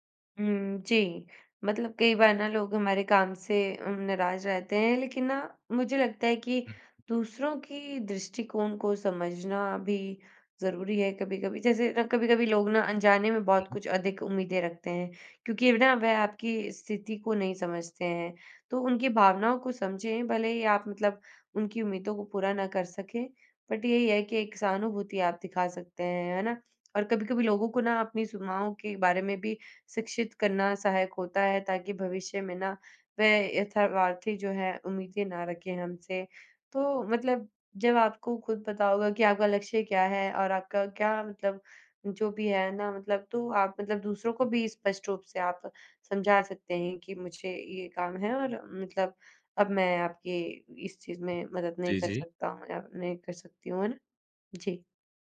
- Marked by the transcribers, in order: in English: "बट"; "यथार्थी" said as "यथावार्थी"
- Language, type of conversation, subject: Hindi, podcast, दूसरों की उम्मीदों से आप कैसे निपटते हैं?